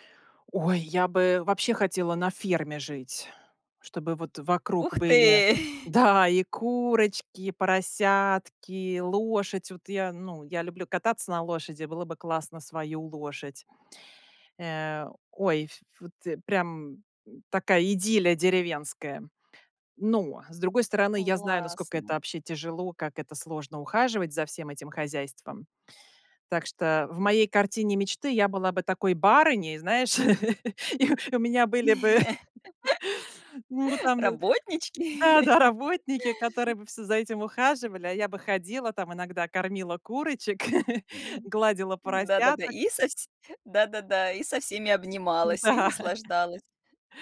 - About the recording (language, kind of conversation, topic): Russian, podcast, Что из детства вы до сих пор любите делать?
- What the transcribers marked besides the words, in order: exhale; tapping; joyful: "Ух ты!"; laughing while speaking: "да"; chuckle; drawn out: "Классно"; chuckle; laughing while speaking: "и"; laugh; chuckle; laughing while speaking: "работники"; laugh; chuckle; laughing while speaking: "М-да"